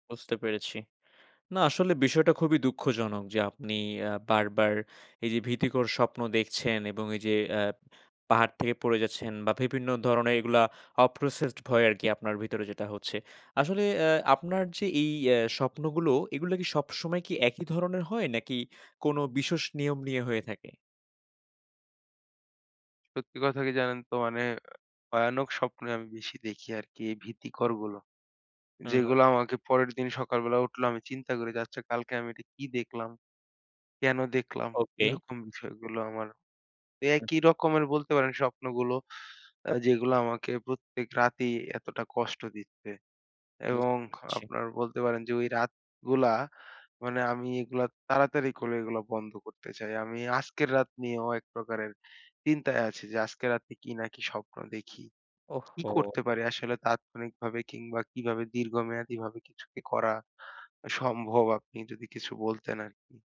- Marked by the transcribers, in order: in English: "processed"; "বিশেষ" said as "বিশষ"; sad: "কালকে আমি এটা কি দেখলাম? কেন দেখলাম? এরকম বিষয়গুলো আমার"; tapping
- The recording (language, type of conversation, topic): Bengali, advice, বারবার ভীতিকর স্বপ্ন দেখে শান্তিতে ঘুমাতে না পারলে কী করা উচিত?